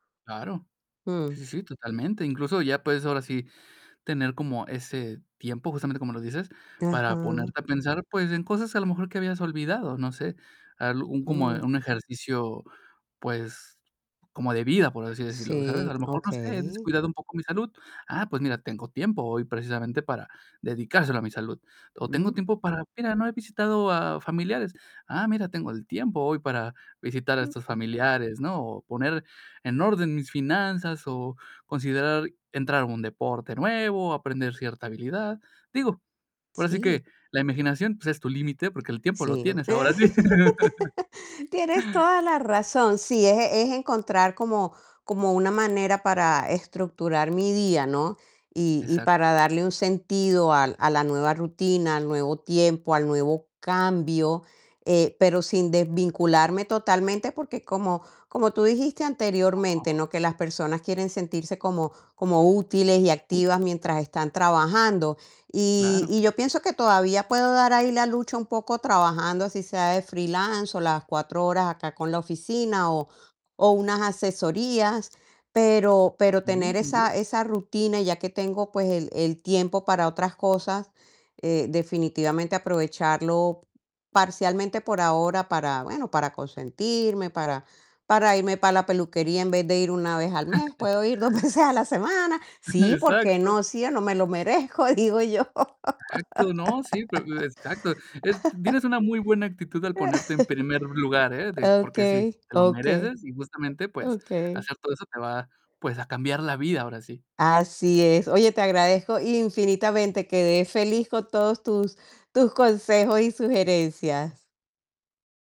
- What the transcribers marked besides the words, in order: static; gasp; other background noise; laugh; unintelligible speech; chuckle; chuckle; laughing while speaking: "dos veces"; distorted speech; laughing while speaking: "yo"; chuckle
- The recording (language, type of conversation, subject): Spanish, advice, ¿Cómo te has adaptado a la jubilación o a pasar a trabajar a tiempo parcial?